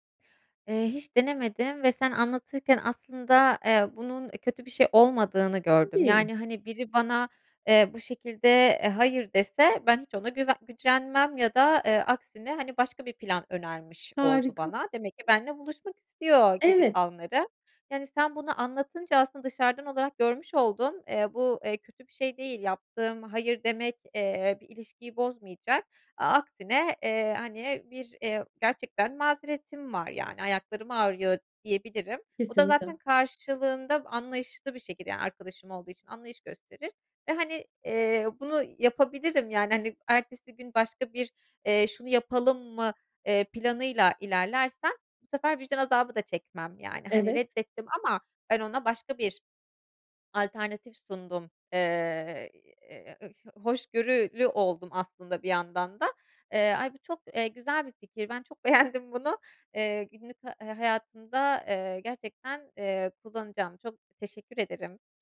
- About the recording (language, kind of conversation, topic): Turkish, advice, Başkalarının taleplerine sürekli evet dediğim için sınır koymakta neden zorlanıyorum?
- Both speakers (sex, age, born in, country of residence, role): female, 30-34, Turkey, Germany, user; female, 35-39, Turkey, Italy, advisor
- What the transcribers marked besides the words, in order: other background noise; laughing while speaking: "beğendim"